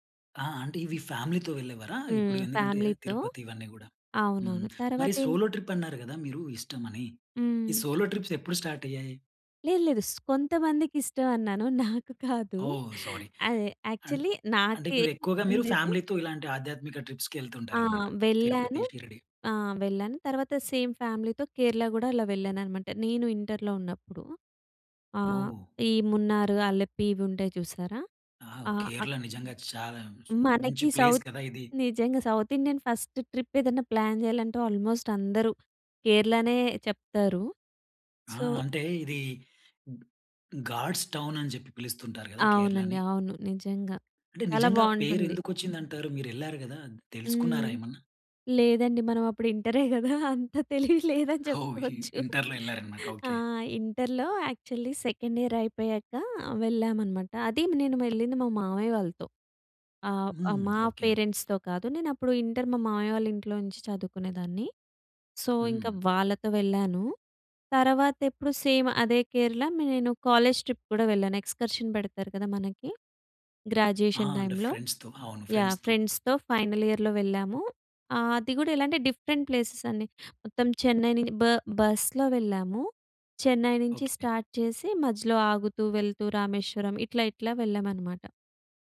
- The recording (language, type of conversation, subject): Telugu, podcast, ప్రయాణం వల్ల మీ దృష్టికోణం మారిపోయిన ఒక సంఘటనను చెప్పగలరా?
- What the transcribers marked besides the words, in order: in English: "ఫ్యామిలీతో"; tapping; in English: "ఫ్యామిలీతో"; in English: "సోలో ట్రిప్"; in English: "సోలో ట్రిప్స్"; in English: "స్టార్ట్"; chuckle; in English: "సారీ"; in English: "యాక్చువల్లీ"; in English: "ఫ్యామిలీతో"; in English: "ట్రిప్స్‌కి"; in English: "సేమ్ ఫ్యామిలీతో"; in English: "ప్లేస్"; in English: "సౌత్"; in English: "సౌత్ ఇండియన్ ఫస్ట్ ట్రిప్"; in English: "ప్లాన్"; in English: "ఆల్‌మోస్ట్"; in English: "సో"; in English: "గాడ్స్ టౌన్"; laughing while speaking: "ఇంటరే గదా! అంత తెలివి లేదని చెప్పచ్చు"; in English: "యాక్చువల్లీ సెకండ్ ఇయర్"; in English: "పేరెంట్స్‌తో"; in English: "సో"; in English: "సేమ్"; in English: "కాలేజ్ ట్రిప్"; in English: "ఎక్స్‌కర్షన్"; in English: "గ్రాడ్యుయేషన్ టైమ్‌లో"; in English: "ఫ్రెండ్స్‌తో"; in English: "ఫ్రెండ్స్‌తో ఫైనల్ ఇయర్‍లో"; in English: "ఫ్రెండ్స్‌తో"; in English: "డిఫరెంట్ ప్లేసెస్"; in English: "స్టార్ట్"